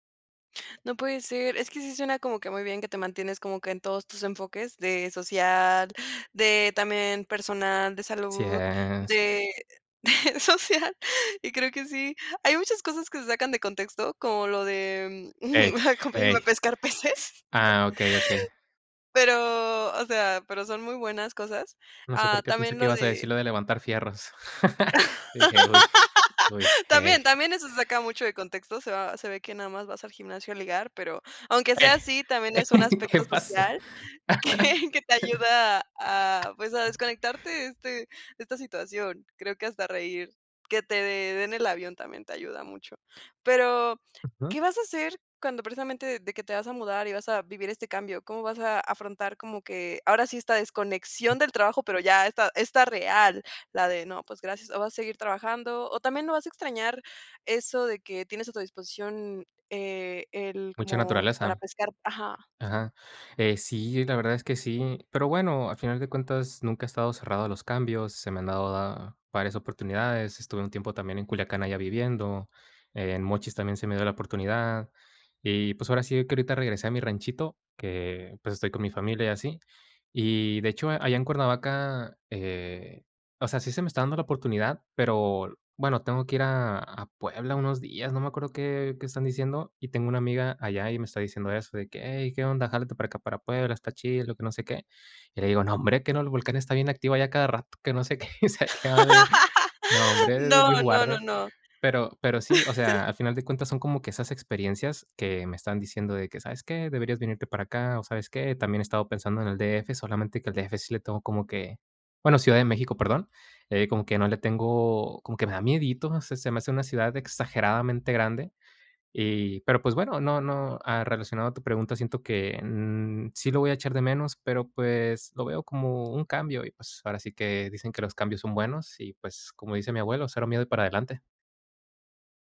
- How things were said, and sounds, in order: laughing while speaking: "de social"; laughing while speaking: "mm, acompáñenme a pescar peces"; laugh; laughing while speaking: "ey, ¿qué pasó?"; laughing while speaking: "que"; laugh; other noise; laughing while speaking: "qué, y se acaba de"; laugh; chuckle
- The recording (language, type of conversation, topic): Spanish, podcast, ¿Qué haces para desconectarte del trabajo al terminar el día?